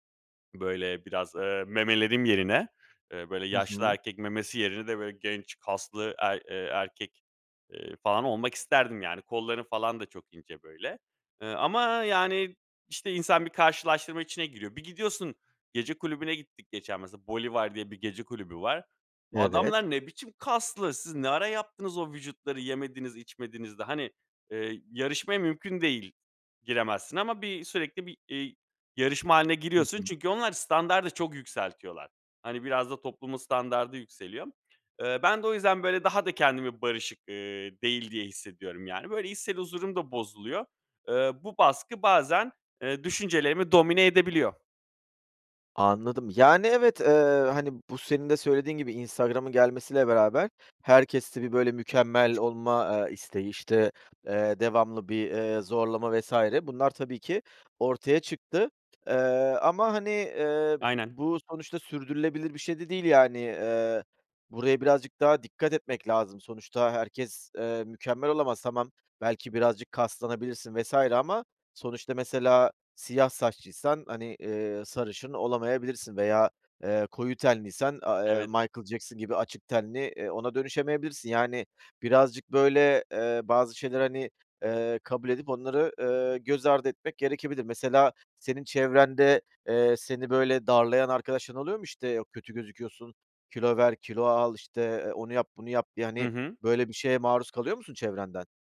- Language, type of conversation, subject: Turkish, advice, Dış görünüşün ve beden imajınla ilgili hissettiğin baskı hakkında neler hissediyorsun?
- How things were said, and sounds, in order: surprised: "Adamlar ne biçim kaslı!"; other background noise